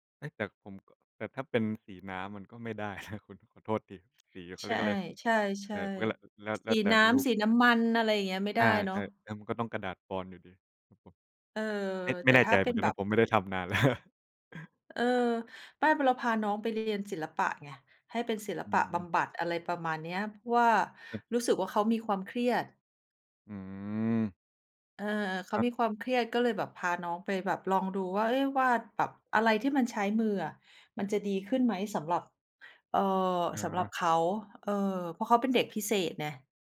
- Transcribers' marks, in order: laughing while speaking: "นะ"; unintelligible speech; laughing while speaking: "แล้ว"
- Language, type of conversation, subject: Thai, unstructured, ศิลปะช่วยให้เรารับมือกับความเครียดอย่างไร?